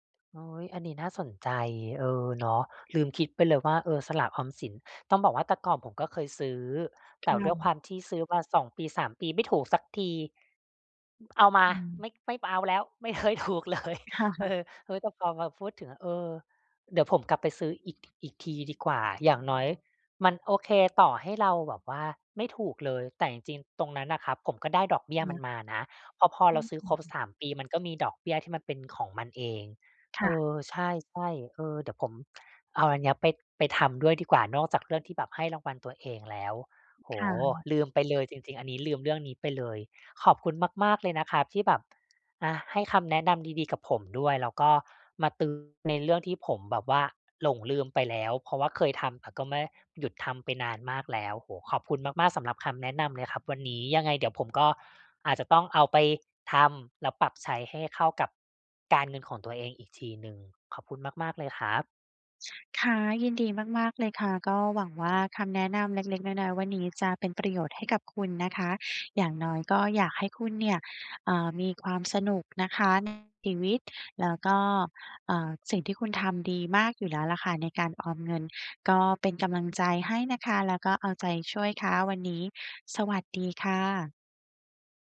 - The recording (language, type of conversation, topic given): Thai, advice, จะทำอย่างไรให้สนุกกับวันนี้โดยไม่ละเลยการออมเงิน?
- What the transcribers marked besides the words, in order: other background noise; tapping; laughing while speaking: "ไม่เคยถูกเลย"